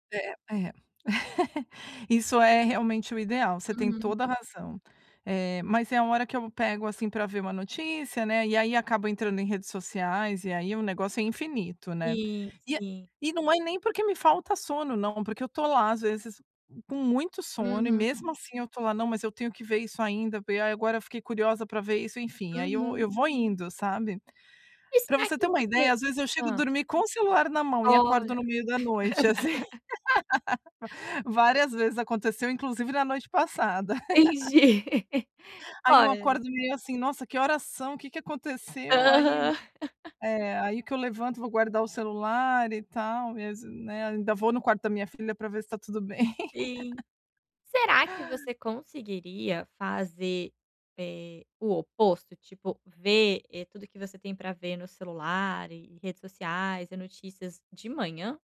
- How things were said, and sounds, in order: chuckle; tapping; laugh; laughing while speaking: "Entendi"; laugh; laugh; laugh
- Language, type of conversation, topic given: Portuguese, advice, Como posso criar uma rotina noturna mais tranquila para melhorar a qualidade do meu sono?